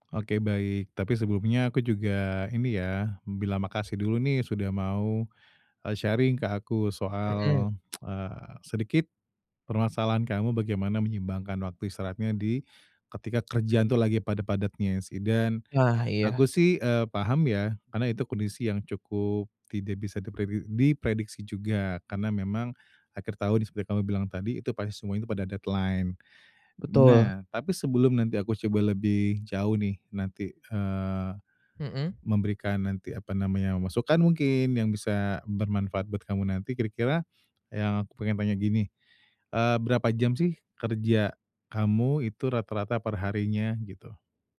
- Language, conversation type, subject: Indonesian, advice, Bagaimana cara menyeimbangkan waktu istirahat saat pekerjaan sangat sibuk?
- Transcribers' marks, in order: in English: "sharing"; tsk; in English: "deadline"